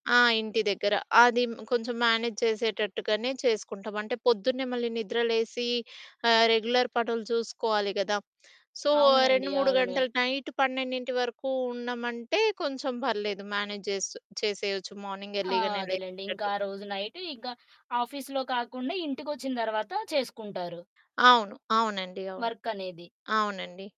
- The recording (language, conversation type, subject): Telugu, podcast, కుటుంబం, ఉద్యోగం మధ్య ఎదుగుదల కోసం మీరు సమతుల్యాన్ని ఎలా కాపాడుకుంటారు?
- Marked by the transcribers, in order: in English: "మేనేజ్"; in English: "రెగ్యులర్"; in English: "సో"; in English: "నైట్"; in English: "మేనేజ్"; in English: "మార్నింగ్ ఎర్లీగానే"; in English: "ఆఫీస్‌లో"